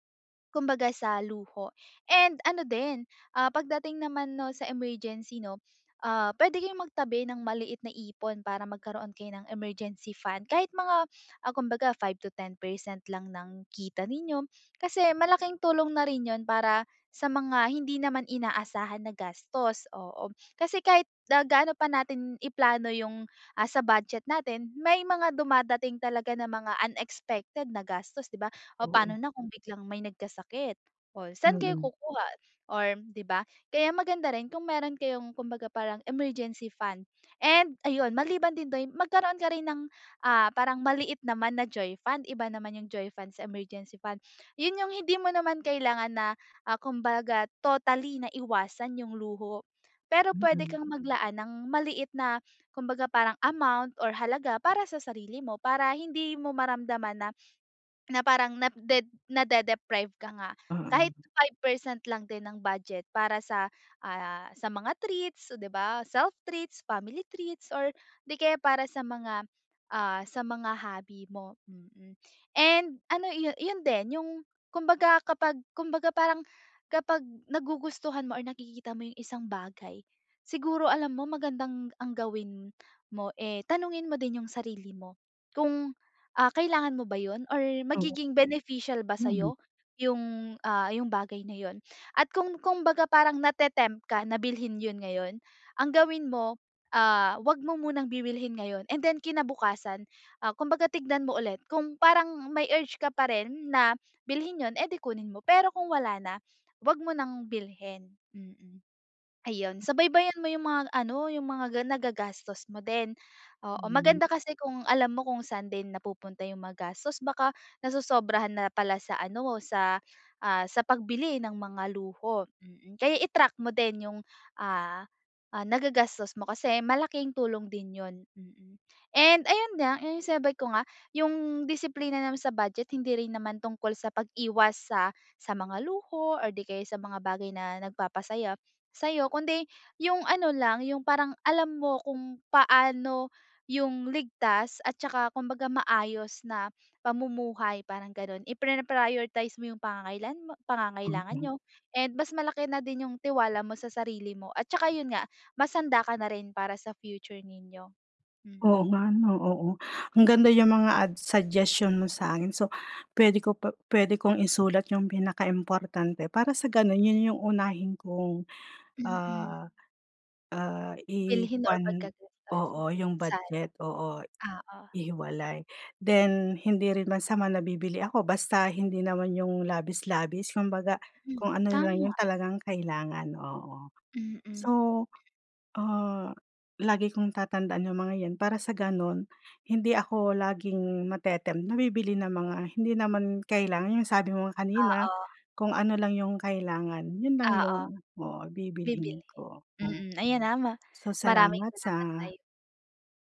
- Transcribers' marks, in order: in English: "unexpected"; "doon" said as "doyn"; in English: "joy fund"; in English: "joy fund"; other background noise; wind; swallow; in English: "self treats, family treats"; in English: "beneficial"; in English: "urge"; "gastos" said as "magastos"
- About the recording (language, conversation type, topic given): Filipino, advice, Paano ko uunahin ang mga pangangailangan kaysa sa luho sa aking badyet?